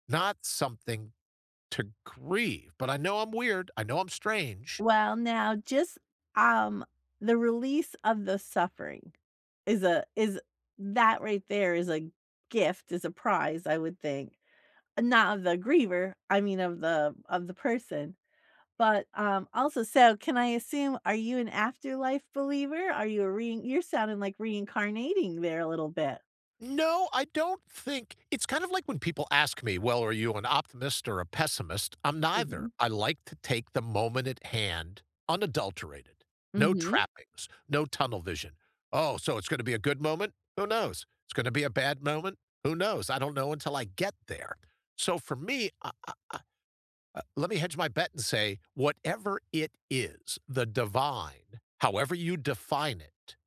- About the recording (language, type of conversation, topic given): English, unstructured, Have you ever shared a funny story about someone who has passed away?
- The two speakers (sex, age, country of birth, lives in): female, 50-54, United States, United States; male, 65-69, United States, United States
- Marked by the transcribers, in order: none